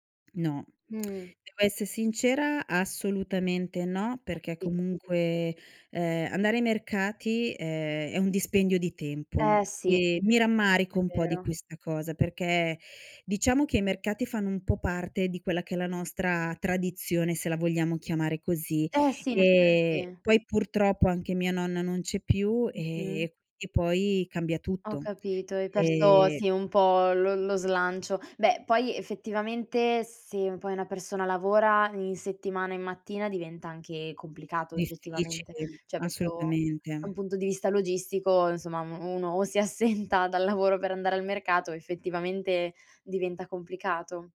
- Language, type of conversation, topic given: Italian, podcast, Com’è stata la tua esperienza con i mercati locali?
- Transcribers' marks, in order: tongue click; "essere" said as "esse"; other background noise; "Cioè" said as "ceh"; "proprio" said as "propio"; laughing while speaking: "assenta"